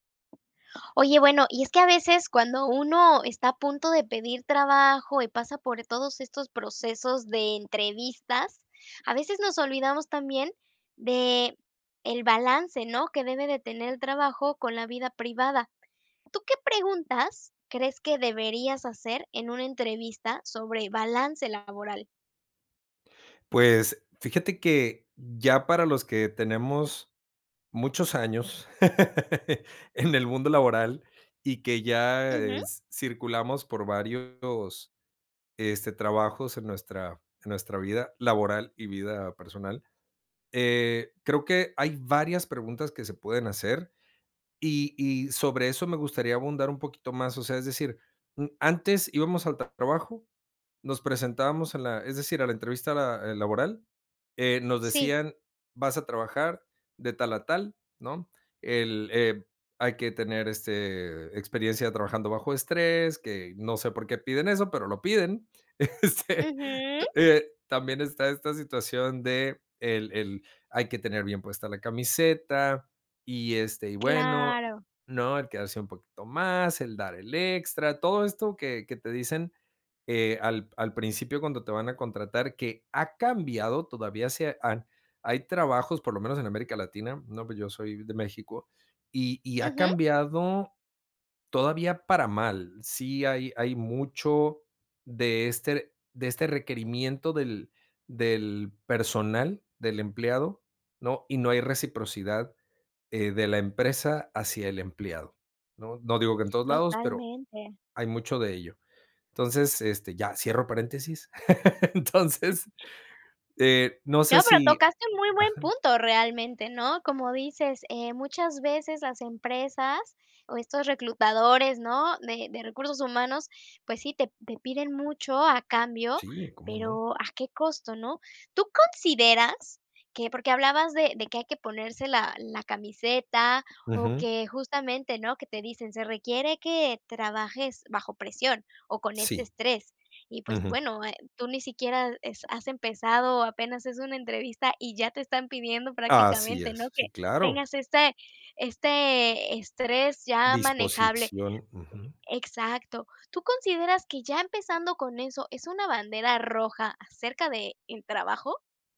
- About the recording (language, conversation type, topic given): Spanish, podcast, ¿Qué preguntas conviene hacer en una entrevista de trabajo sobre el equilibrio entre trabajo y vida personal?
- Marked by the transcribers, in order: other background noise; laugh; laughing while speaking: "en"; tapping; laughing while speaking: "este"; other noise; laugh; laughing while speaking: "Entonces"